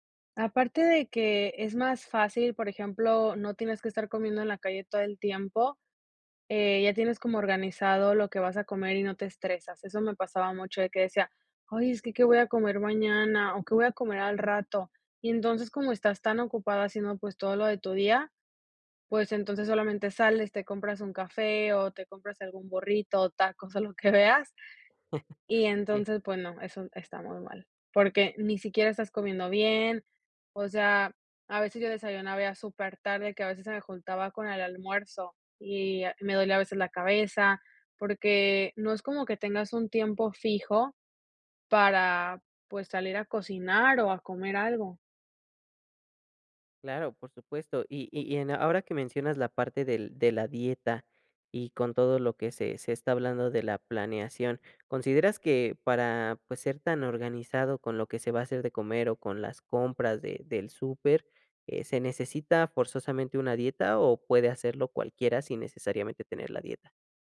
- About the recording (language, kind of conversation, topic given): Spanish, podcast, ¿Cómo planificas las comidas de la semana sin volverte loco?
- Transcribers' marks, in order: chuckle; laughing while speaking: "veas"